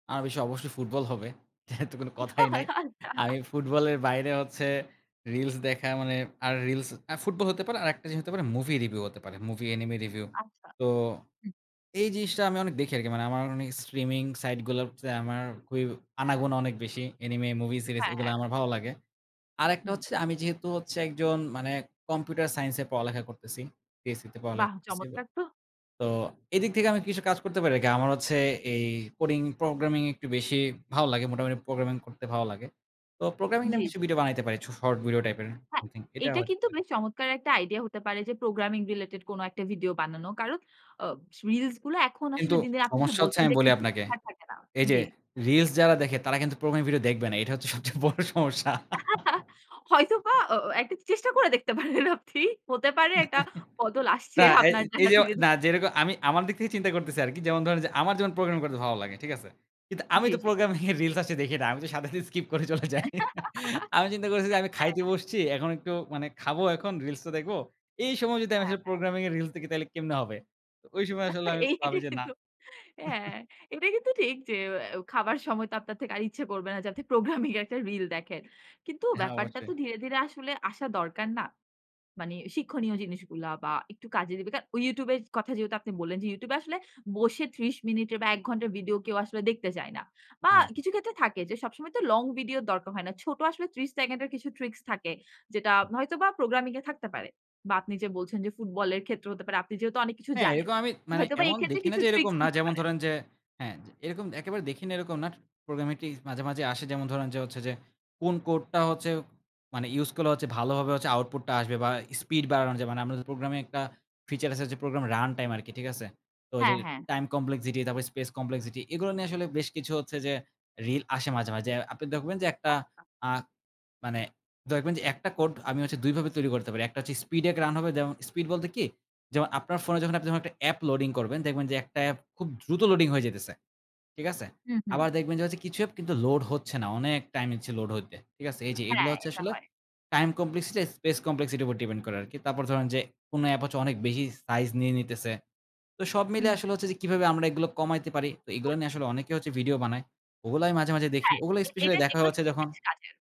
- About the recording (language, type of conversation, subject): Bengali, podcast, সামাজিক মাধ্যমের রিলসে ছোট কনটেন্ট কেন এত প্রভাবশালী?
- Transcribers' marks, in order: laughing while speaking: "যেহেতু তো কোনো কথাই নাই"; chuckle; laughing while speaking: "আল্লাহ!"; chuckle; laughing while speaking: "সবচেয়ে বড় সমস্যা"; chuckle; laughing while speaking: "পারেন আপনি"; chuckle; laughing while speaking: "আপনার"; other background noise; laughing while speaking: "রিলস আছে দেখি না। আমি তো সাথে, সাথে, স্কিপ করে চলে যাই"; giggle; laughing while speaking: "এটা কিন্তু হ্যাঁ"; chuckle; laughing while speaking: "প্রোগ্রামিং"; tapping; "দেখবেন" said as "দেখুবেন"; unintelligible speech; unintelligible speech